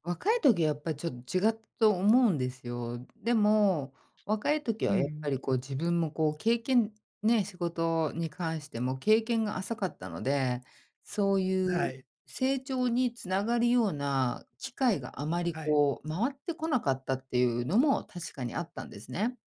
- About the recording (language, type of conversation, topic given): Japanese, podcast, あなたは成長と安定のどちらを重視していますか？
- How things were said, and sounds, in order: tapping